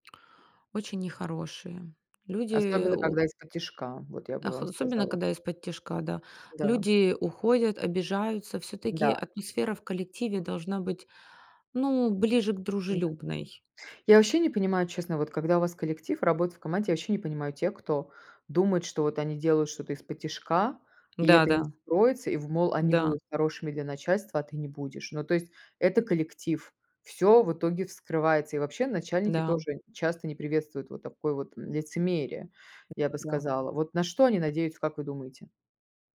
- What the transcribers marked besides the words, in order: other background noise
- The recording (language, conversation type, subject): Russian, unstructured, Как вы относитесь к обману и лжи на работе?